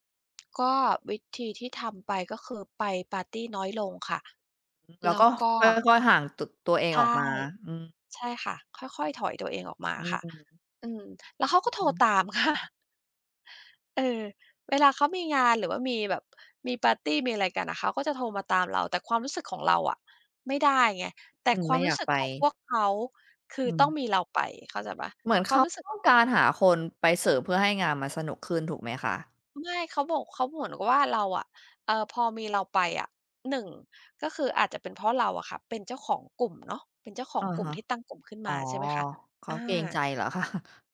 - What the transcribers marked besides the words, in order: other background noise; tapping; laughing while speaking: "ค่ะ"; other noise; laughing while speaking: "คะ ?"
- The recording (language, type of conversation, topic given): Thai, advice, ทำไมฉันถึงรู้สึกโดดเดี่ยวแม้อยู่กับกลุ่มเพื่อน?